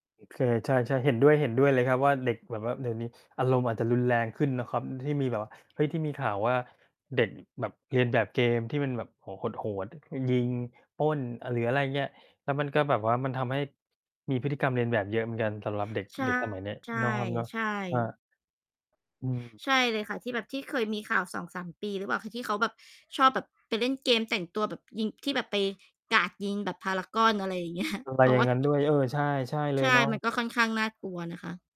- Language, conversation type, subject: Thai, unstructured, คุณคิดถึงช่วงเวลาที่มีความสุขในวัยเด็กบ่อยแค่ไหน?
- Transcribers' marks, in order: distorted speech; laughing while speaking: "เงี้ย"; unintelligible speech